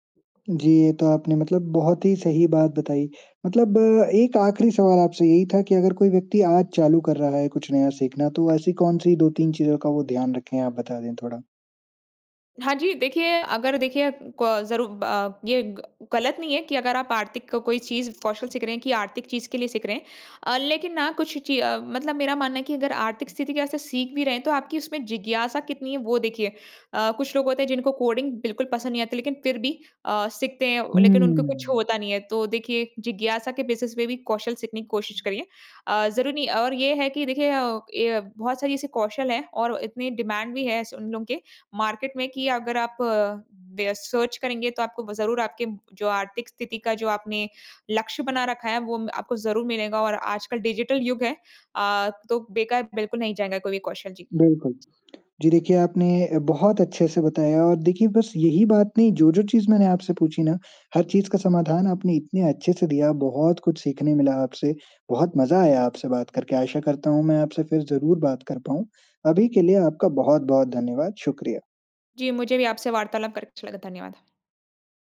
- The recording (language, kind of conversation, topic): Hindi, podcast, नए कौशल सीखने में आपको सबसे बड़ी बाधा क्या लगती है?
- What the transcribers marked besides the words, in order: tapping; in English: "कोडिंग"; in English: "बेसिस"; in English: "डिमांड"; alarm; in English: "मार्केट"; in English: "सर्च"; in English: "डिजिटल"